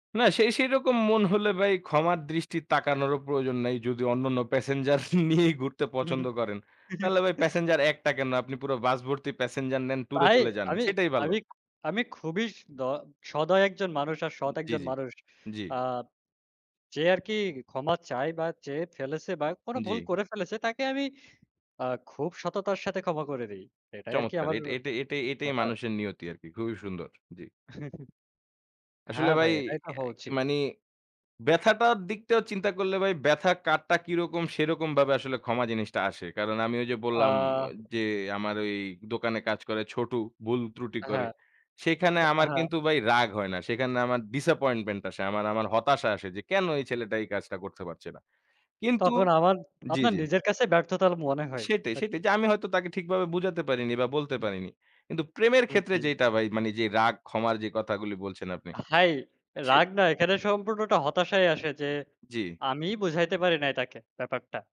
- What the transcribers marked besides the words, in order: other background noise; tsk; chuckle; "মানে" said as "মানি"; tapping; hiccup; "মানে" said as "মানি"; blowing
- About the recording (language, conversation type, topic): Bengali, unstructured, আপনি কি মনে করেন কাউকে ক্ষমা করা কঠিন?